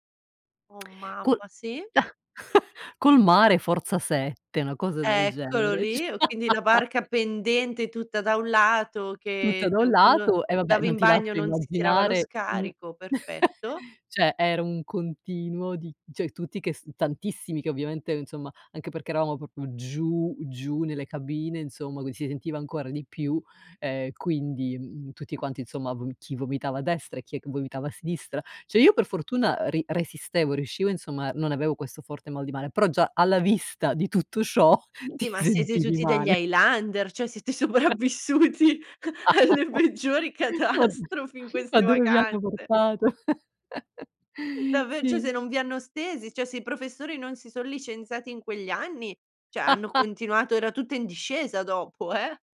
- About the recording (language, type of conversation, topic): Italian, podcast, Qual è stata la tua peggiore disavventura in vacanza?
- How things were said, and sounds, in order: chuckle; chuckle; unintelligible speech; chuckle; "proprio" said as "propio"; laughing while speaking: "alla vista di tutto ciò ti sentivi male"; chuckle; laughing while speaking: "sopravvissuti alle peggiori catastrofi"; chuckle; chuckle; chuckle